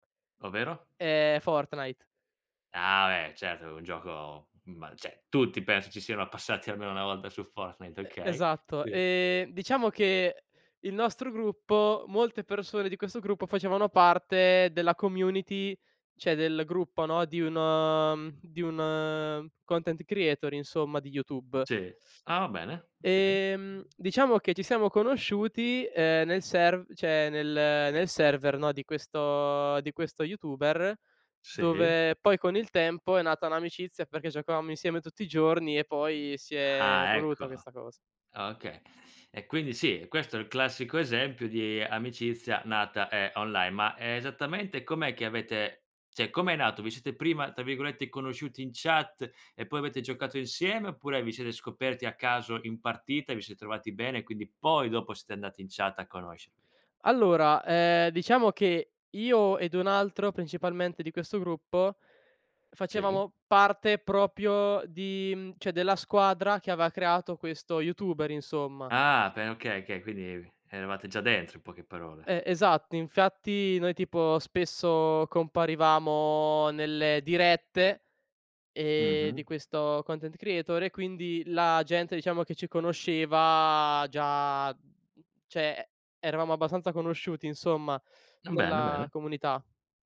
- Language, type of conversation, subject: Italian, podcast, Come costruire fiducia online, sui social o nelle chat?
- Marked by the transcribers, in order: "cioè" said as "ceh"; "cioè" said as "ceh"; other background noise; "cioè" said as "ceh"; "cioè" said as "ceh"; "siete" said as "sie"; "proprio" said as "propio"; "cioè" said as "ceh"; "aveva" said as "avea"; "okay" said as "kay"; "infatti" said as "infiatti"; "cioè" said as "ceh"